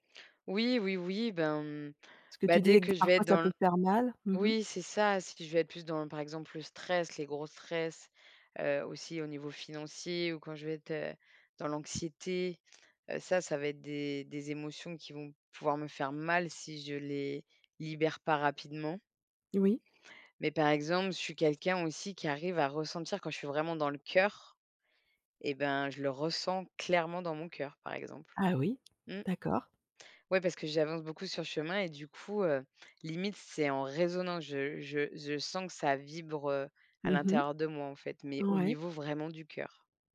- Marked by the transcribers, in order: other background noise; stressed: "clairement"
- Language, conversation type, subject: French, podcast, Comment fais-tu pour reconnaître tes vraies émotions ?